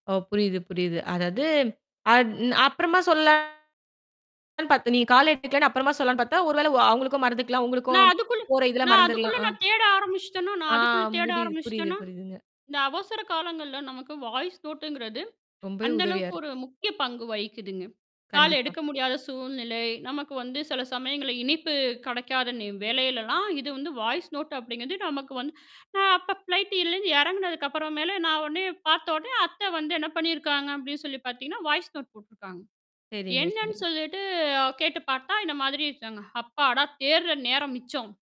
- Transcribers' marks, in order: other background noise; tapping; mechanical hum; distorted speech; "புரியுது" said as "முரியுது"; in English: "வாய்ஸ் நோட்டுங்கிறது"; in English: "வாய்ஸ் நோட்டு"; in English: "ஃப்ளைட்டு"; in English: "வாய்ஸ் நோட்டு"; drawn out: "சொல்லீட்டு"
- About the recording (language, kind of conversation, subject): Tamil, podcast, வாய்ஸ் நோட்டுகளை எப்போது அனுப்ப வேண்டும்?